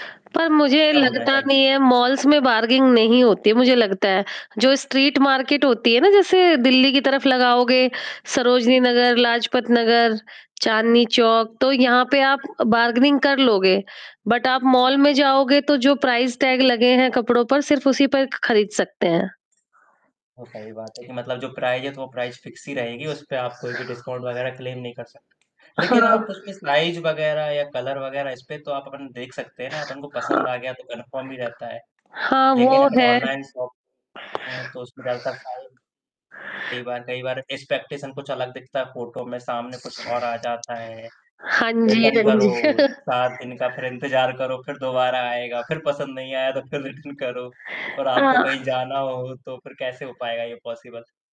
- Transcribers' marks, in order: static; distorted speech; in English: "मॉल्स"; in English: "बार्गेनिंग"; in English: "स्ट्रीट मार्केट"; in English: "बार्गेनिंग"; in English: "बट"; in English: "प्राइस टैग"; tapping; in English: "प्राइस"; in English: "प्राइस फ़िक्स"; in English: "डिस्काउंट"; in English: "क्लेम"; in English: "साइज़"; in English: "कलर"; in English: "कन्फर्म"; in English: "शॉपिंग"; in English: "साइज़"; in English: "एक्सपेक्टेशन"; in English: "रिटर्न"; chuckle; in English: "रिटर्न"; in English: "पॉसिबल?"
- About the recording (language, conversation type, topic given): Hindi, unstructured, आपको शॉपिंग मॉल में खरीदारी करना अधिक पसंद है या ऑनलाइन खरीदारी करना?
- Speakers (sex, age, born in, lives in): female, 40-44, India, India; male, 20-24, India, India